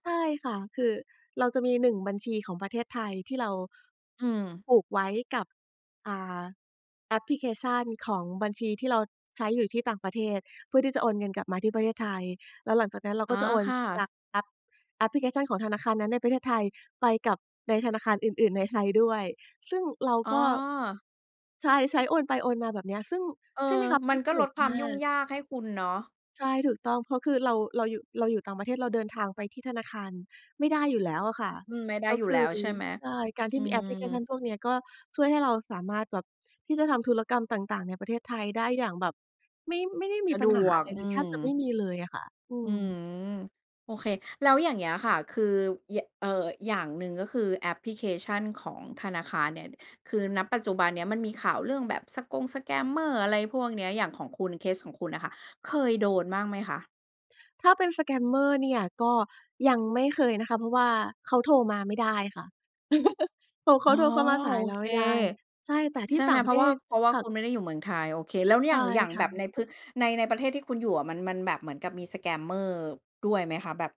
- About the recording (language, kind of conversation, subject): Thai, podcast, คุณช่วยเล่าให้ฟังหน่อยได้ไหมว่าแอปไหนที่ช่วยให้ชีวิตคุณง่ายขึ้น?
- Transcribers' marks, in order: in English: "สแกมเมอร์"; in English: "สแกมเมอร์"; laugh; in English: "สแกมเมอร์"